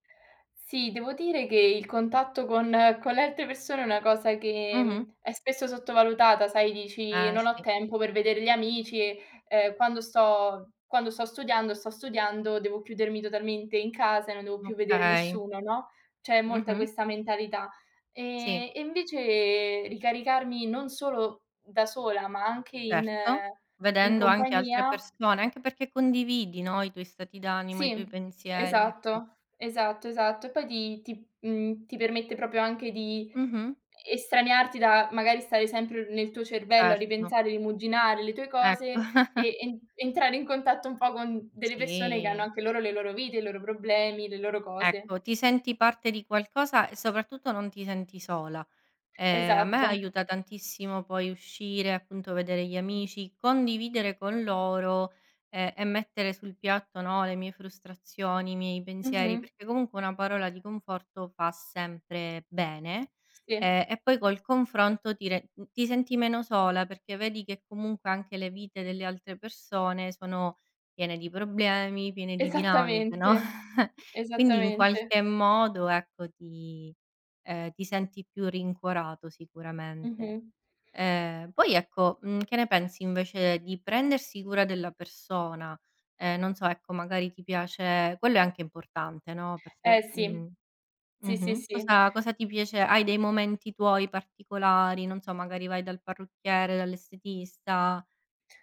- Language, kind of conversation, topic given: Italian, unstructured, Come riesci a bilanciare lavoro e vita personale mantenendo la felicità?
- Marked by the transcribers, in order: chuckle; drawn out: "Sì"; tapping; chuckle